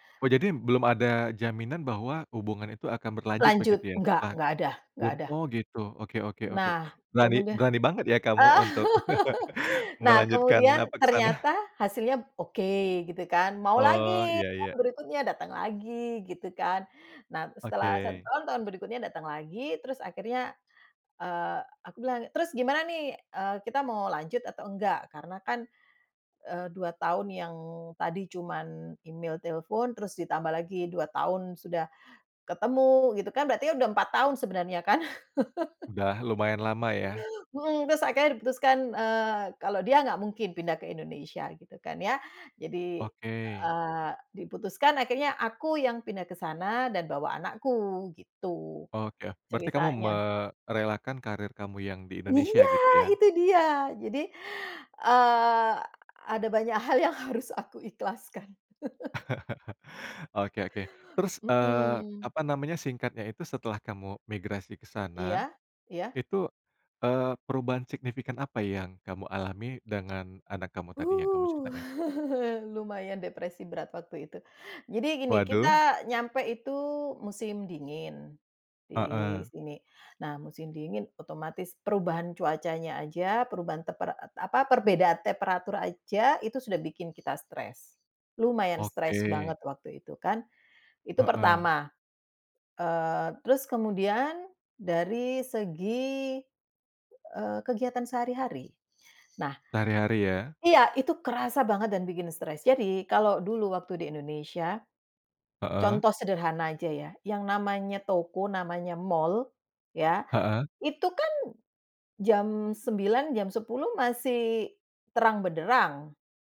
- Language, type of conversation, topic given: Indonesian, podcast, Bagaimana cerita migrasi keluarga memengaruhi identitas kalian?
- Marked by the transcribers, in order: tapping; laugh; laugh; other background noise; laugh; put-on voice: "harus aku ikhlaskan"; laugh; chuckle